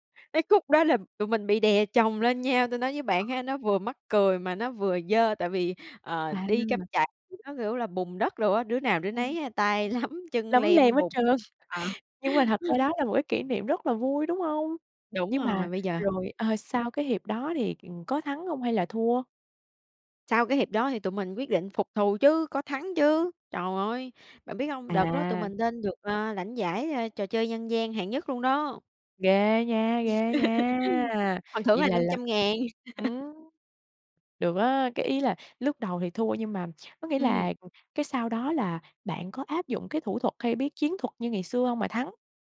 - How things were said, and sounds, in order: tapping; laughing while speaking: "lấm"; laugh; laugh; drawn out: "nha!"; laugh
- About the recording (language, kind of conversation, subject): Vietnamese, podcast, Bạn nhớ trò chơi tuổi thơ nào vẫn truyền cảm hứng cho bạn?